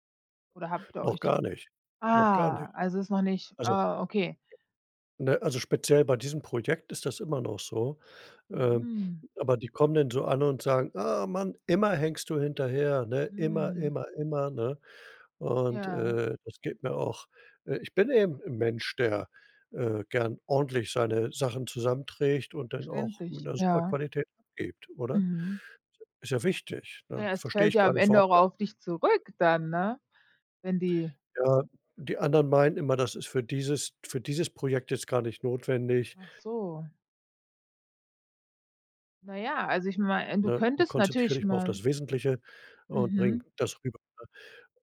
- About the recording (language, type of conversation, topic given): German, advice, Wie blockieren zu hohe Erwartungen oder Perfektionismus deinen Fortschritt?
- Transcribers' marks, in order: drawn out: "ah"; other background noise